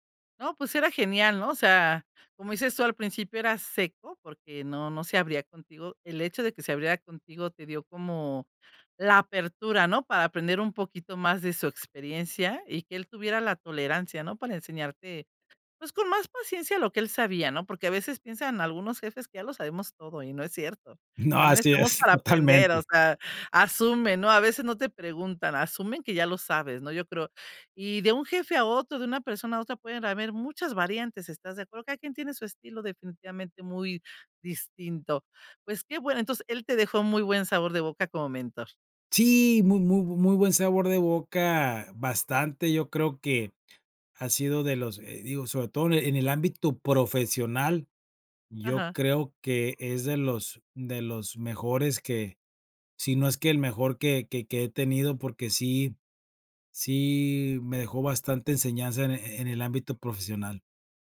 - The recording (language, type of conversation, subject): Spanish, podcast, ¿Cómo puedes convertirte en un buen mentor?
- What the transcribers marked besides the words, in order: none